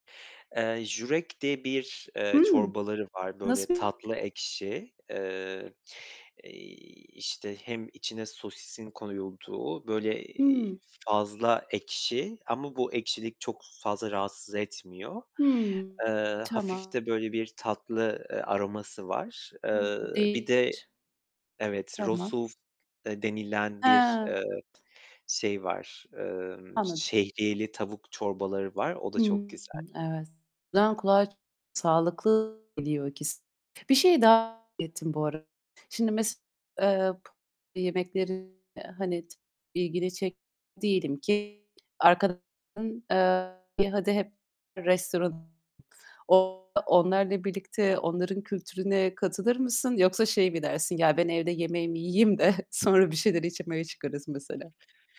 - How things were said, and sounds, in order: in Polish: "żurek"; distorted speech; other background noise; tapping; unintelligible speech; in Polish: "rosół"; laughing while speaking: "de"
- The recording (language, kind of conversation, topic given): Turkish, podcast, Göç deneyimin kimliğini nasıl değiştirdi, anlatır mısın?